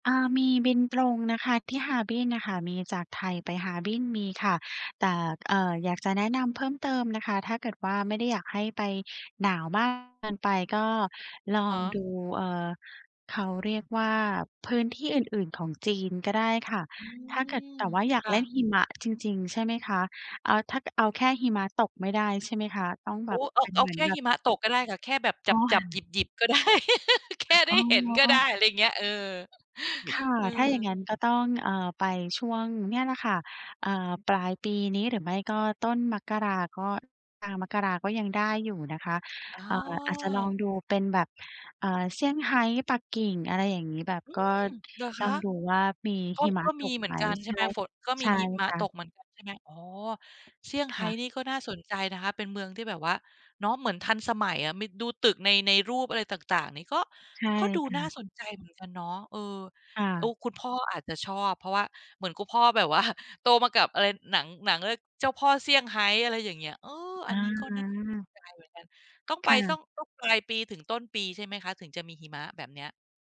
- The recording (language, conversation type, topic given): Thai, advice, ค้นหาสถานที่ท่องเที่ยวใหม่ที่น่าสนใจ
- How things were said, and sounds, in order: tapping; chuckle; laughing while speaking: "ก็ได้ แค่ได้เห็นก็ได้"; other noise; laugh; other background noise